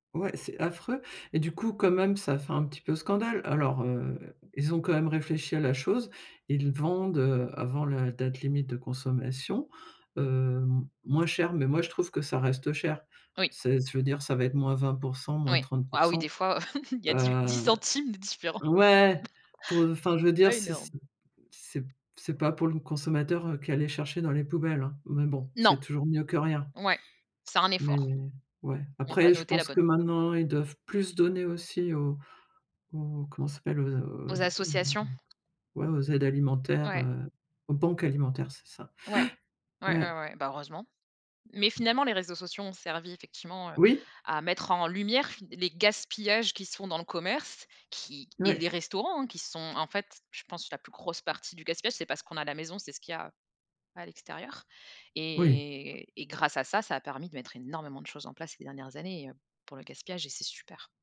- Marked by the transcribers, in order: chuckle; laughing while speaking: "différent"; chuckle; tapping; stressed: "gaspillages"; drawn out: "Et"; other background noise; stressed: "énormément"
- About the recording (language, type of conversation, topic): French, podcast, Quel geste simple recommanderiez-vous pour limiter le gaspillage alimentaire ?